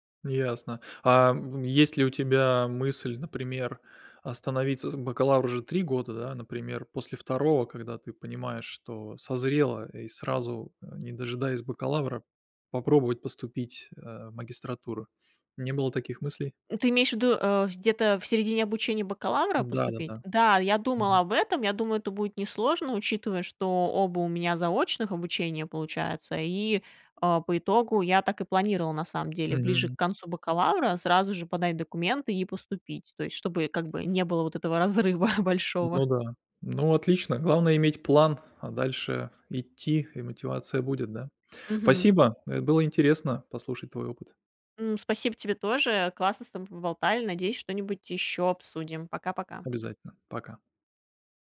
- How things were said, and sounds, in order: tapping; chuckle
- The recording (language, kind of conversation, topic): Russian, podcast, Как не потерять мотивацию, когда начинаешь учиться заново?